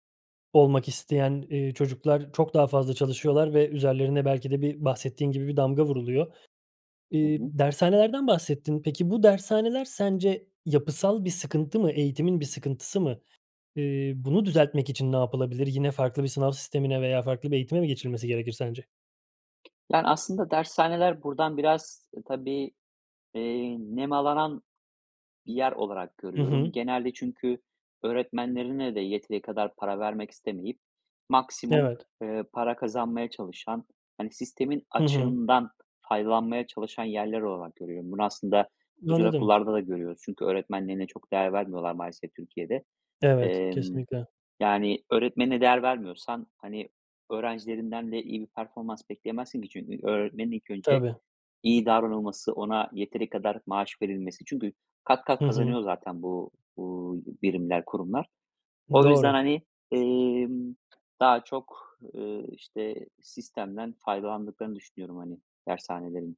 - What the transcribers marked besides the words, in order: other background noise; tapping
- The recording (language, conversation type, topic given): Turkish, podcast, Sınav odaklı eğitim hakkında ne düşünüyorsun?
- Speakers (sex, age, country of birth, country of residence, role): male, 30-34, Turkey, Sweden, host; male, 35-39, Turkey, Spain, guest